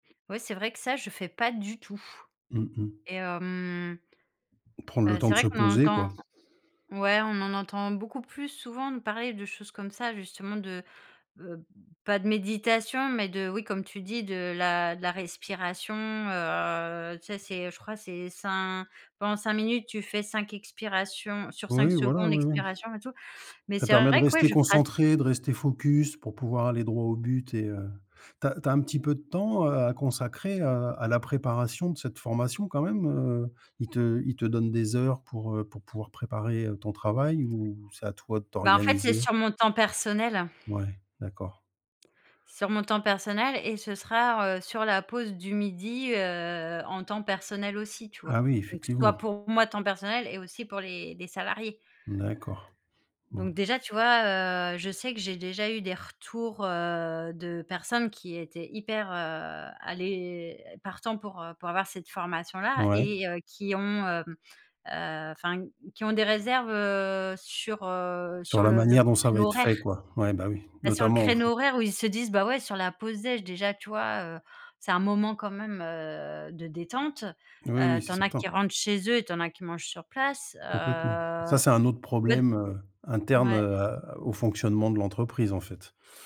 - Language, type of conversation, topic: French, advice, Comment gérez-vous le syndrome de l’imposteur quand vous présentez un projet à des clients ou à des investisseurs ?
- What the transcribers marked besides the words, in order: tapping; other background noise